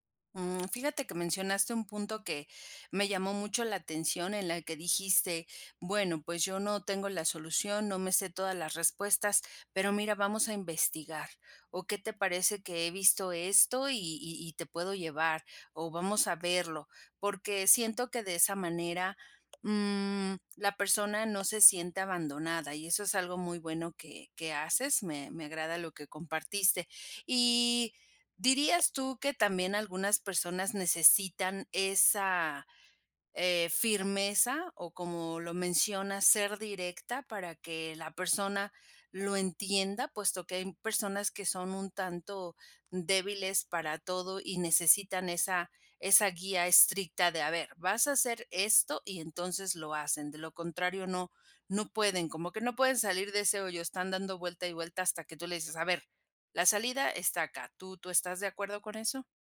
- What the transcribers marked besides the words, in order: none
- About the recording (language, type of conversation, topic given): Spanish, podcast, ¿Cómo ofreces apoyo emocional sin intentar arreglarlo todo?